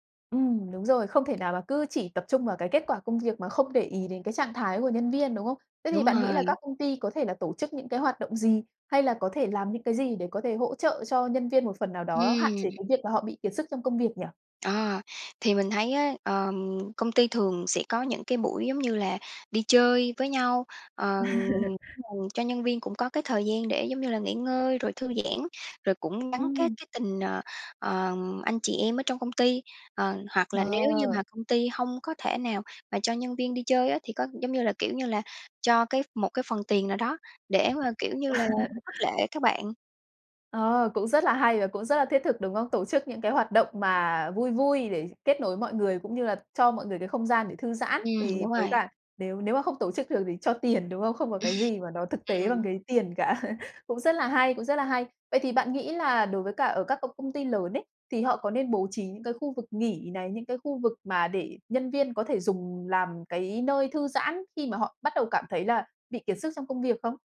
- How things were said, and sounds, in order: tapping; unintelligible speech; laugh; other background noise; laugh; laugh; laugh
- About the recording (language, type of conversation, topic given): Vietnamese, podcast, Bạn nhận ra mình sắp kiệt sức vì công việc sớm nhất bằng cách nào?